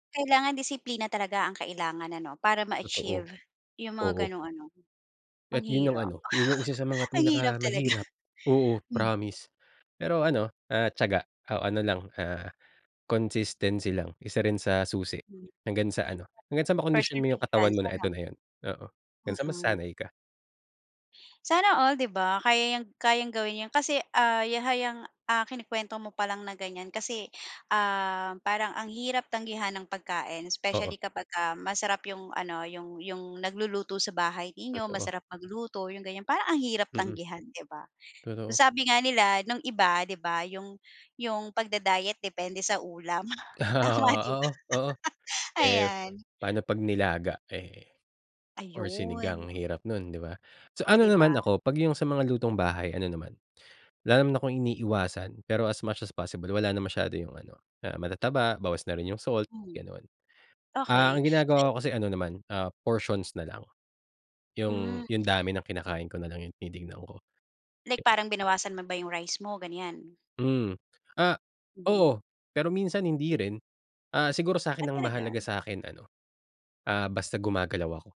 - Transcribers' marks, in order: chuckle; in English: "Perseverance"; other background noise; laughing while speaking: "Ah, oo"; chuckle; laughing while speaking: "tama 'di ba?"; in English: "as much as possible"
- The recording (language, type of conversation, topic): Filipino, podcast, Ano ang isang nakasanayan na talagang nakatulong sa iyo?